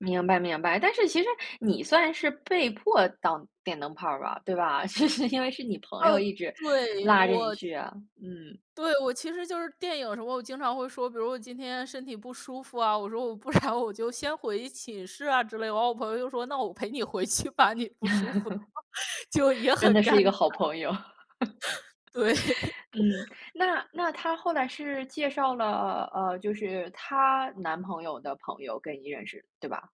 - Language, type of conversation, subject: Chinese, podcast, 你能讲讲你第一次遇见未来伴侣的故事吗？
- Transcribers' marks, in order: laughing while speaking: "就是"; laughing while speaking: "不然"; laugh; laughing while speaking: "真的是一个好朋友"; laughing while speaking: "陪你回去吧，你不舒服。就也很尴尬，对"; laugh